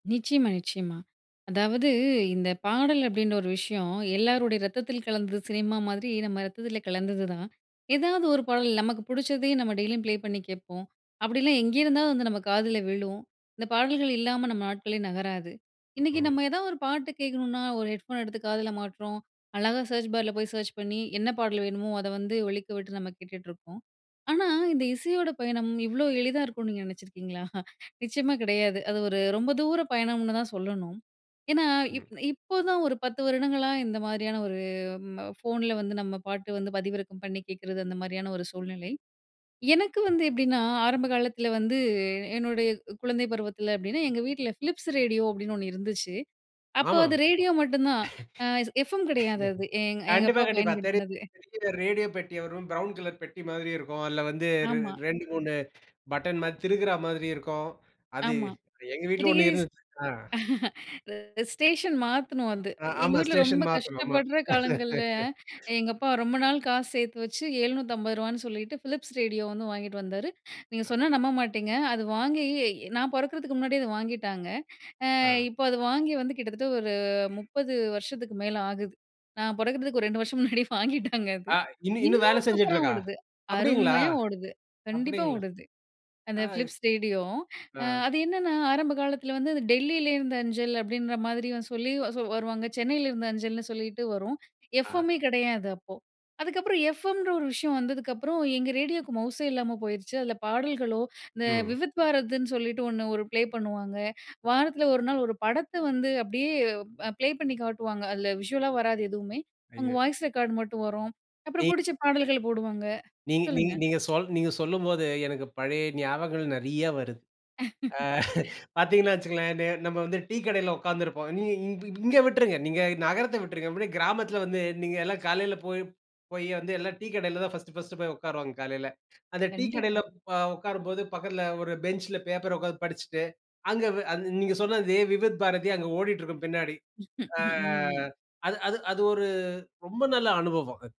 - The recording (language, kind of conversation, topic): Tamil, podcast, ரேடியோ, விழாக்கள், சினிமா முதல் கைப்பேசி வரை பாடல்கள் நமக்கு எப்படி வந்து சேர்ந்தன?
- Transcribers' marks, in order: chuckle; laugh; chuckle; laugh; other background noise; laughing while speaking: "பிறக்கறதுக்கு ஒரு இரண்டு வருஷம் முன்னாடி வாங்கிட்டாங்க அது"; chuckle; laugh; laugh